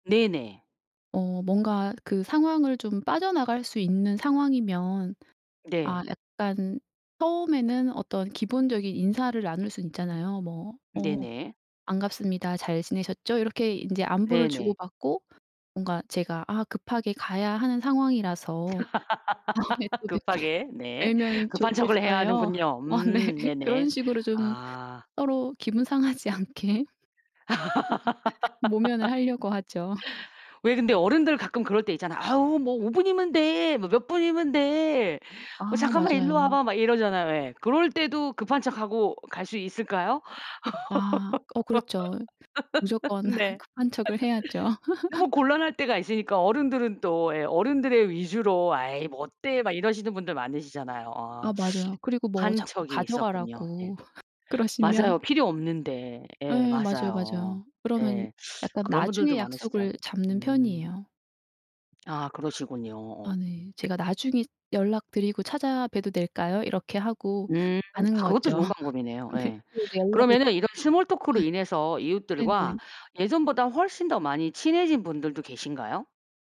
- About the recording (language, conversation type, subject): Korean, podcast, 스몰토크를 자연스럽게 이어 가는 방법이 있나요?
- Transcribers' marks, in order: other background noise; laugh; laughing while speaking: "급하게"; laughing while speaking: "다음에 또 뵙게"; laughing while speaking: "어 네"; laughing while speaking: "상하지 않게"; laugh; laugh; laugh; laughing while speaking: "무조건"; laughing while speaking: "네"; laugh; laugh; laughing while speaking: "그러시면"; laughing while speaking: "거죠. 네"; in English: "스몰 토크로"; unintelligible speech